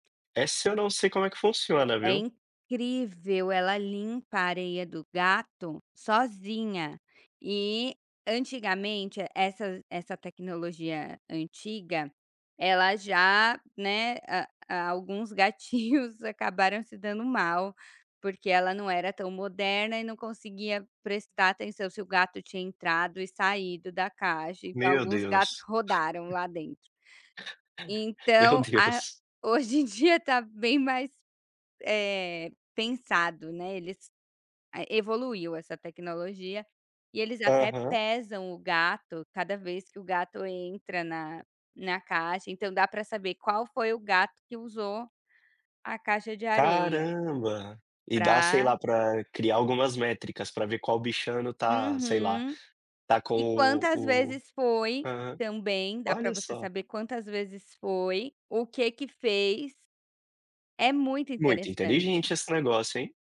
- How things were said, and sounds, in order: laugh; laughing while speaking: "hoje em dia"
- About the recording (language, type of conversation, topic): Portuguese, podcast, Como você equilibra trabalho e vida doméstica?